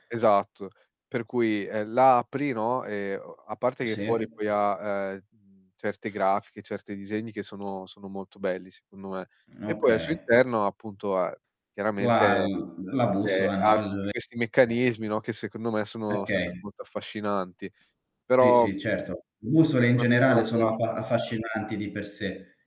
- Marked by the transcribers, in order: unintelligible speech; distorted speech
- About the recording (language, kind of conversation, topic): Italian, unstructured, C’è un oggetto che porti sempre con te e che ha una storia particolare?